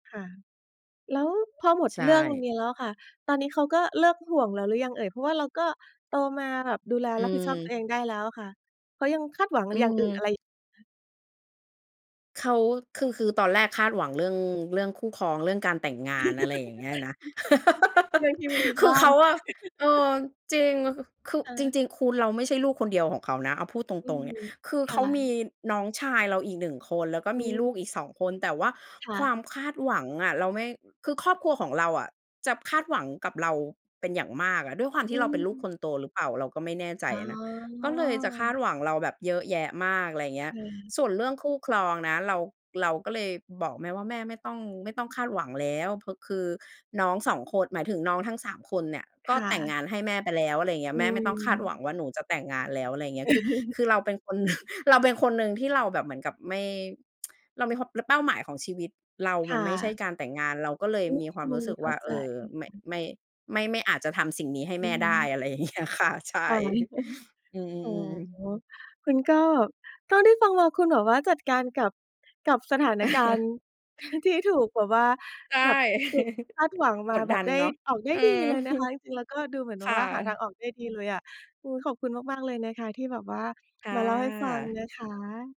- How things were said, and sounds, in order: other background noise; laugh; chuckle; chuckle; laughing while speaking: "หนึ่ง"; tsk; unintelligible speech; chuckle; laughing while speaking: "เงี้ย"; chuckle; chuckle; chuckle; chuckle
- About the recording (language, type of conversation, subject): Thai, podcast, พ่อแม่คาดหวังว่าความสำเร็จของเราควรเป็นแบบไหน?